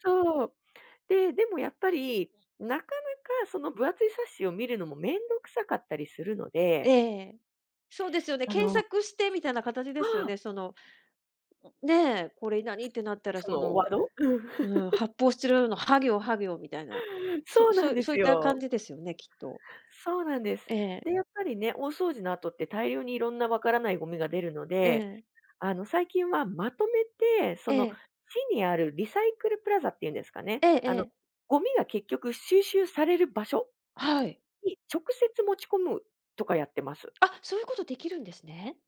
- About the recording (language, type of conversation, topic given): Japanese, podcast, ゴミ出しや分別はどのように管理していますか？
- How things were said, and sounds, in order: other background noise; laugh